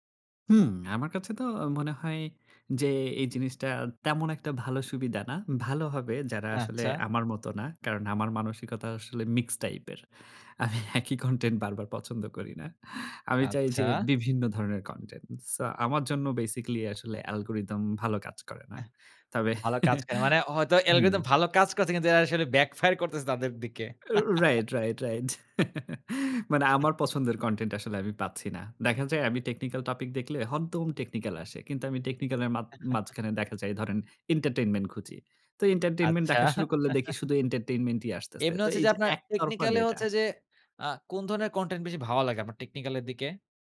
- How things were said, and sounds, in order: laughing while speaking: "আমি একই কনটেন্ট বারবার পছন্দ … বিভিন্ন ধরণের কনটেন্ট"; in English: "basically"; laughing while speaking: "তবে"; laugh; laughing while speaking: "মানে আমার পছন্দের কনটেন্ট আসলে আমি পাচ্ছি না"; in English: "Technical Topic"; laugh; in English: "Entertainment"; in English: "Entertainment"; laugh; in English: "Entertainment"
- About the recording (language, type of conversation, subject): Bengali, podcast, সামাজিক মাধ্যম ব্যবহার করতে গিয়ে মনোযোগ নষ্ট হওয়া থেকে নিজেকে কীভাবে সামলান?